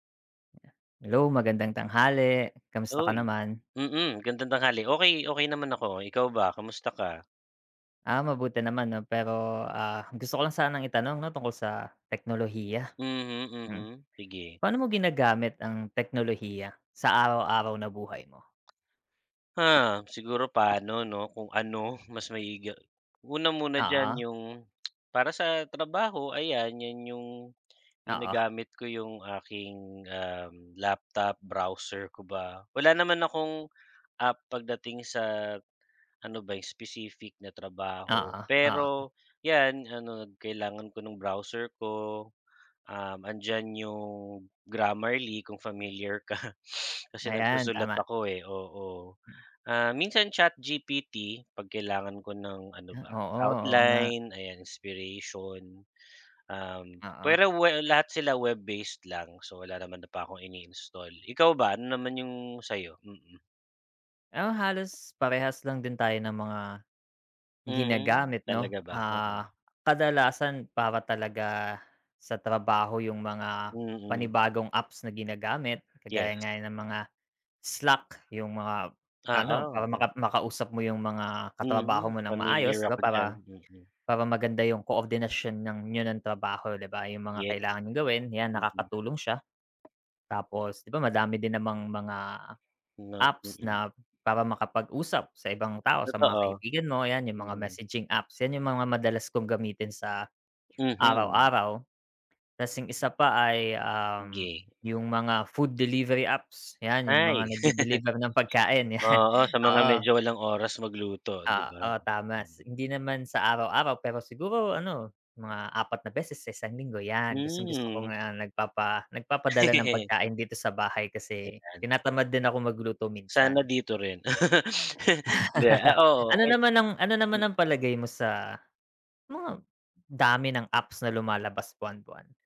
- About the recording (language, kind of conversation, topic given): Filipino, unstructured, Paano mo ginagamit ang teknolohiya sa araw-araw mong buhay, at ano ang palagay mo sa mga bagong aplikasyon na lumalabas buwan-buwan?
- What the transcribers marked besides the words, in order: tapping; laughing while speaking: "ka"; sniff; other background noise; chuckle; laughing while speaking: "'yan"; "tama" said as "tamas"; background speech; chuckle; laugh; chuckle